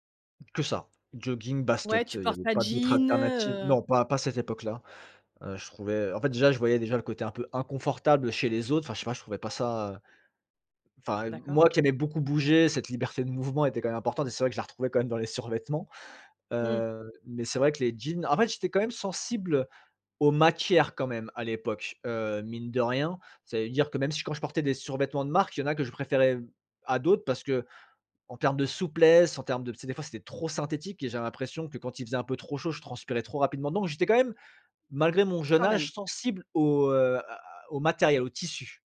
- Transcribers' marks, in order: stressed: "matières"; stressed: "trop"
- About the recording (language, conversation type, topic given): French, podcast, Comment ton style a-t-il évolué au fil des ans ?